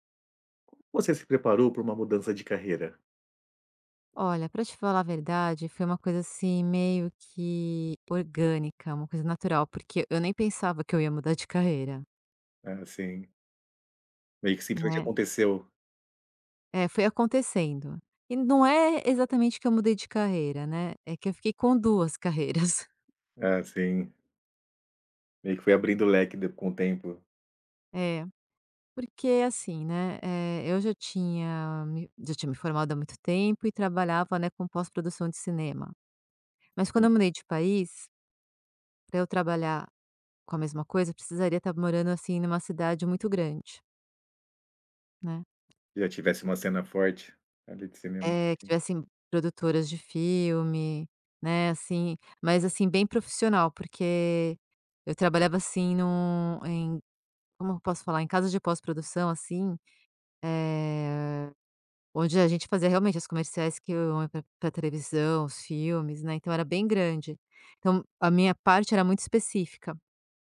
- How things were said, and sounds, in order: tapping; chuckle; other background noise; drawn out: "eh"
- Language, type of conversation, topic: Portuguese, podcast, Como você se preparou para uma mudança de carreira?
- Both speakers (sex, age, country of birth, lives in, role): female, 50-54, Brazil, France, guest; male, 35-39, Brazil, Portugal, host